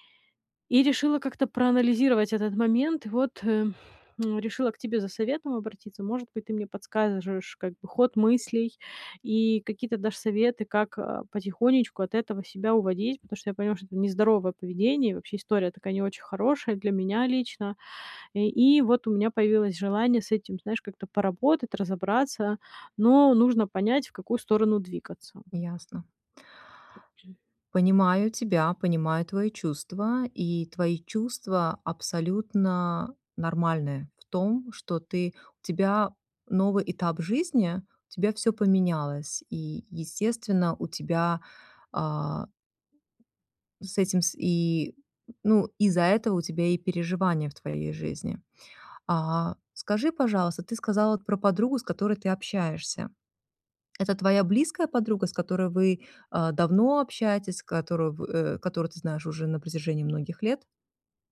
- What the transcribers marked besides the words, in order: tapping; other background noise; throat clearing
- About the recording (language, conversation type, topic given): Russian, advice, Как справиться со страхом, что другие осудят меня из-за неловкой ошибки?